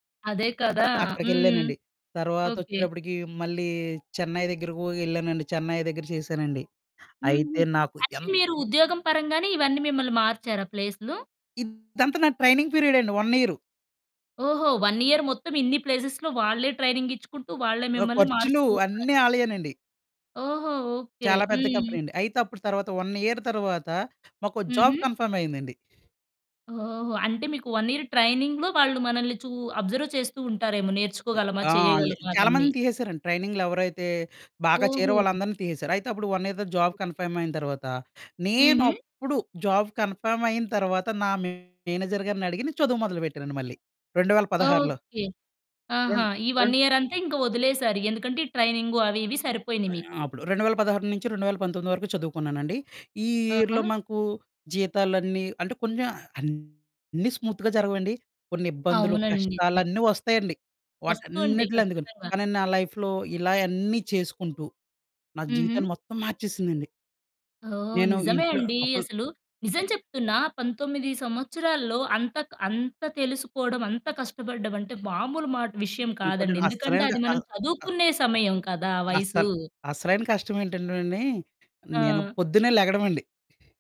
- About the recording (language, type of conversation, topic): Telugu, podcast, మీ మొదటి ఉద్యోగం మీ జీవితాన్ని ఎలా మార్చింది?
- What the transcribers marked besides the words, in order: static; distorted speech; other background noise; in English: "ట్రైనింగ్ పీరియడ్"; in English: "వన్"; in English: "వన్ యియర్"; in English: "ప్లేసెస్‌లో"; in English: "ట్రైనింగ్"; in English: "కంపెనీ"; in English: "వన్ ఇయర్"; in English: "జాబ్ కన్ఫర్మ్"; in English: "వన్ యియర్ ట్రైనింగ్‌లో"; in English: "అబ్జర్వ్"; in English: "ట్రైనింగ్‌లో"; in English: "వన్ ఇయర్"; in English: "జాబ్ కన్ఫర్మ్"; in English: "జాబ్ కన్ఫర్మ్"; in English: "మేనేజర్"; in English: "వన్ ఇయర్"; in English: "ఇయర్‌లో"; in English: "స్మూత్‌గా"; in English: "లైఫ్‌లో"